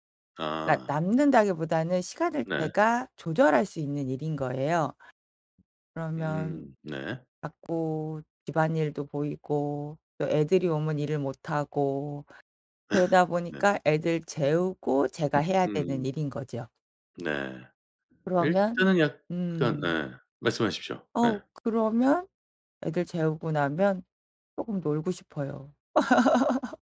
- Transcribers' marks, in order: laugh; other background noise; laugh
- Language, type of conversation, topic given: Korean, advice, 왜 계속 산만해서 중요한 일에 집중하지 못하나요?